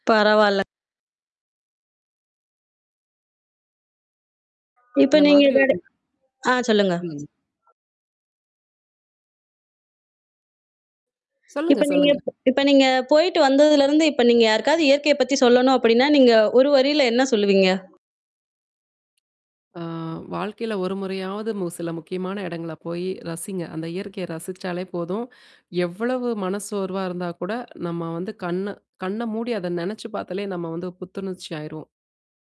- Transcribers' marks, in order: mechanical hum; distorted speech; unintelligible speech; other background noise; drawn out: "ஆ"; static; inhale
- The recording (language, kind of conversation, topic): Tamil, podcast, இயற்கையிலிருந்து நீங்கள் கற்றுக்கொண்ட மிக முக்கியமான பாடம் என்ன?